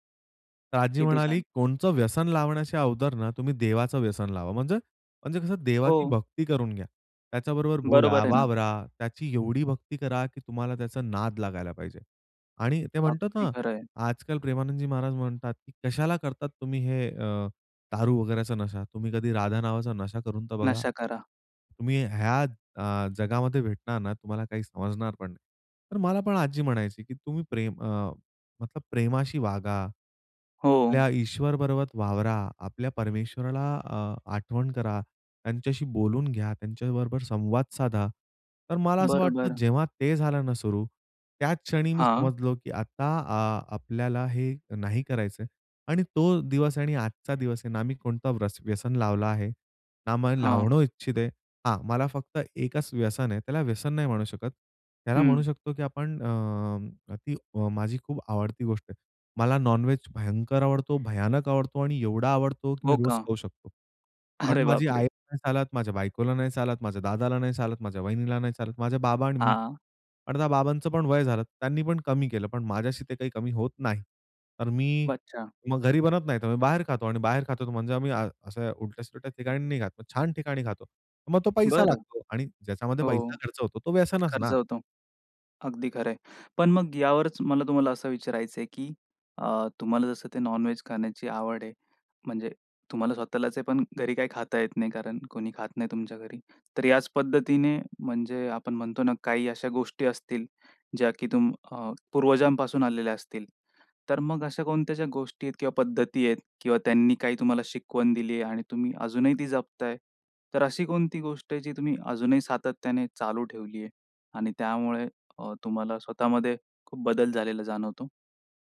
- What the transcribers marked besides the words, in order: other background noise; in English: "नॉनवेज"; bird; laughing while speaking: "अरे बापरे!"; in English: "नॉन-व्हेज"
- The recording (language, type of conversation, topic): Marathi, podcast, तुझ्या पूर्वजांबद्दल ऐकलेली एखादी गोष्ट सांगशील का?